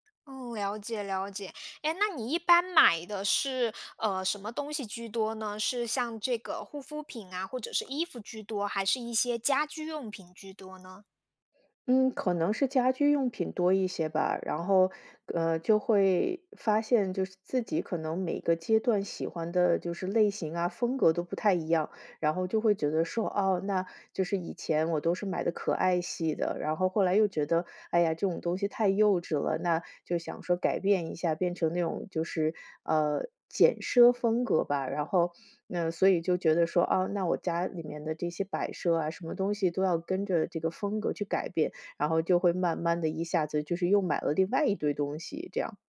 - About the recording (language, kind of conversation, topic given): Chinese, advice, 如何识别导致我因情绪波动而冲动购物的情绪触发点？
- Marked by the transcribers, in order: none